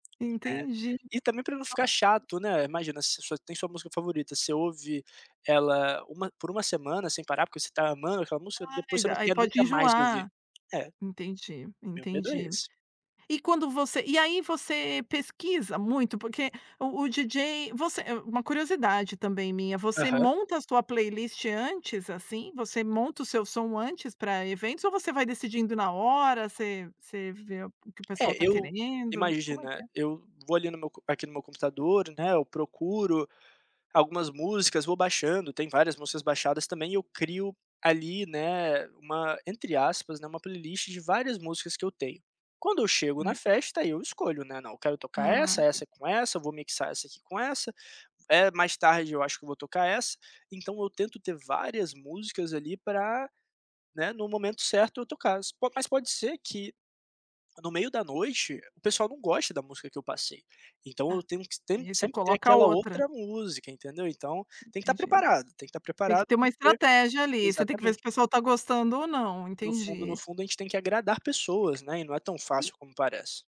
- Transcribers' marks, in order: other noise
- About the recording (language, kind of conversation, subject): Portuguese, podcast, Qual é a sua música favorita e por que ela é especial para você?